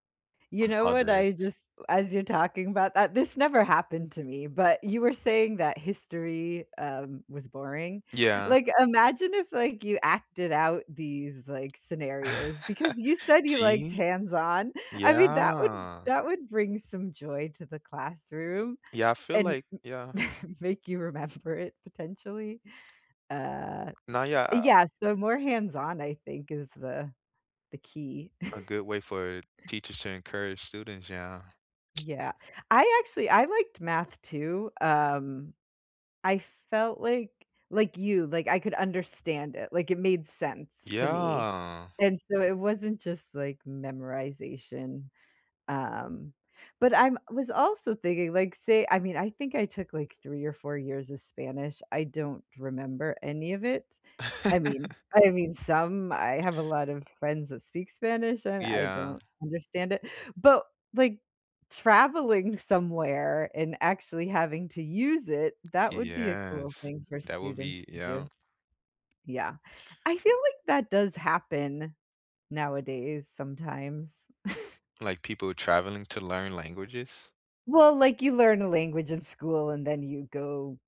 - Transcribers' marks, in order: other background noise; laugh; drawn out: "Yeah"; tapping; chuckle; laughing while speaking: "make you remember it"; chuckle; drawn out: "Yeah"; laugh; chuckle
- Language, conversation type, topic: English, unstructured, How important is curiosity in education?
- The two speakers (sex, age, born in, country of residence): female, 45-49, United States, United States; male, 25-29, United States, United States